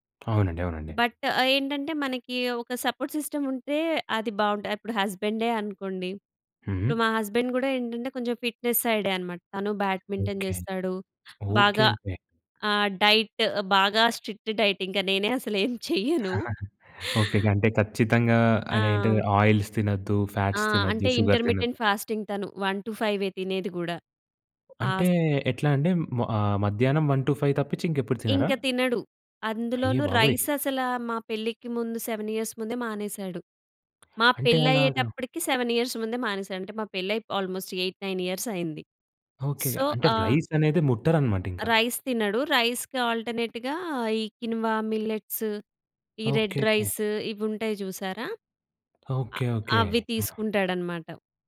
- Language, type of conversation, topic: Telugu, podcast, ఇంటి పనులు, బాధ్యతలు ఎక్కువగా ఉన్నప్పుడు హాబీపై ఏకాగ్రతను ఎలా కొనసాగిస్తారు?
- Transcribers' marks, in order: other background noise; in English: "బట్"; in English: "సపోర్ట్ సిస్టమ్"; in English: "హస్బెండే"; in English: "హస్బెండ్"; in English: "ఫిట్‍నెస్"; in English: "బ్యాడ్మింటన్"; in English: "డైట్"; in English: "స్ట్రిక్ట్ డైట్"; laughing while speaking: "అసలు ఏమి చేయను"; chuckle; in English: "ఆయిల్స్"; in English: "ఫ్యాట్స్"; in English: "షుగర్"; in English: "ఇంటర్మిటెంట్ ఫాస్టింగ్"; in English: "వన్ టు ఫైవ్"; in English: "వన్ టు ఫైవ్"; in English: "రైస్"; in English: "సెవెన్ ఇయర్స్"; in English: "సెవెన్ ఇయర్స్"; in English: "ఆల్మోస్ట్ ఎయిట్ నైన్ ఇయర్స్"; in English: "సో"; in English: "రైస్"; in English: "రైస్"; in English: "రైస్‌కి ఆల్టర్నేట్‌గా"; in English: "కిన్వా మిల్లెట్స్"; in English: "రెడ్ రైస్"